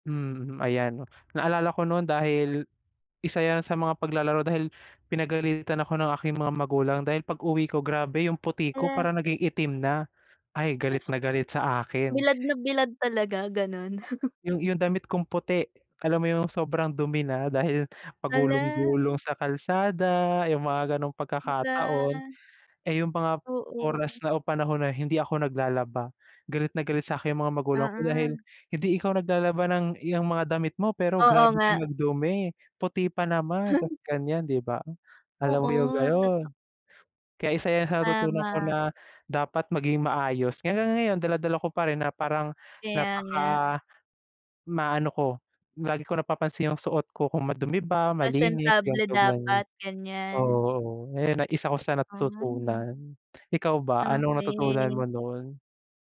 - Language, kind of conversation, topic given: Filipino, unstructured, Ano ang paborito mong laro noong kabataan mo?
- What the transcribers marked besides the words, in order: other background noise; sneeze; chuckle; chuckle